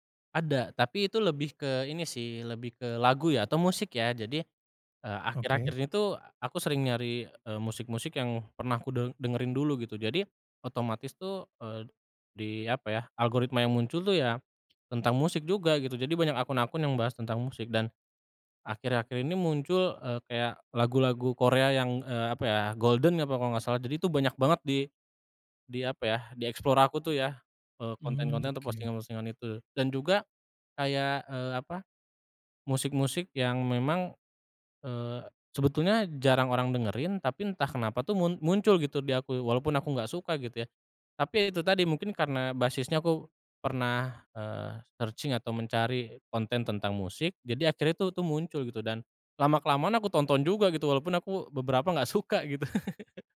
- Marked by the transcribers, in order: in English: "explore"; in English: "searching"; laughing while speaking: "suka gitu"; laugh
- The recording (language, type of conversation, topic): Indonesian, podcast, Bagaimana pengaruh media sosial terhadap selera hiburan kita?